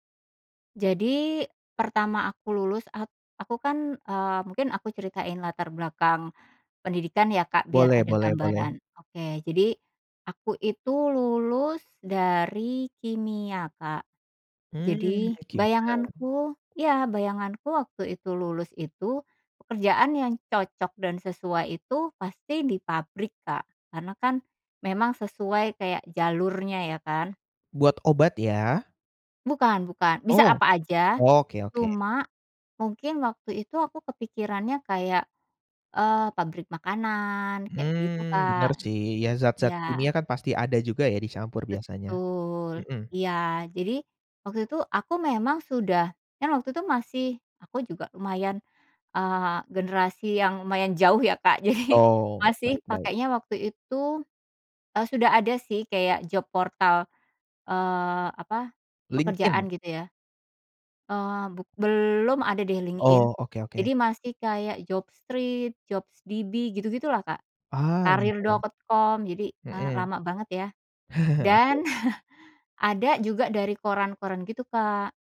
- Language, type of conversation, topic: Indonesian, podcast, Bagaimana rasanya mendapatkan pekerjaan pertama Anda?
- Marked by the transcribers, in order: laughing while speaking: "jadi"; in English: "job portal"; chuckle